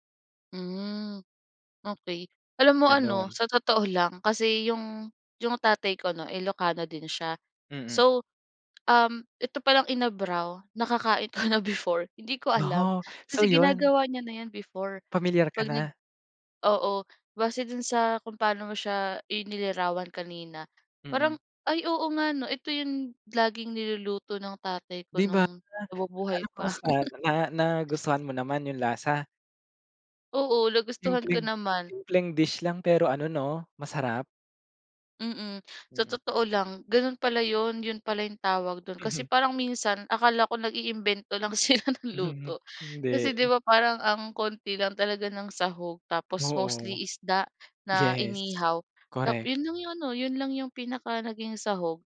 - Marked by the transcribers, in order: tapping; chuckle; other background noise; chuckle; in English: "dish"; laughing while speaking: "sila"; chuckle
- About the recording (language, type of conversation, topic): Filipino, podcast, Paano nakaapekto ang pagkain sa pagkakakilanlan mo?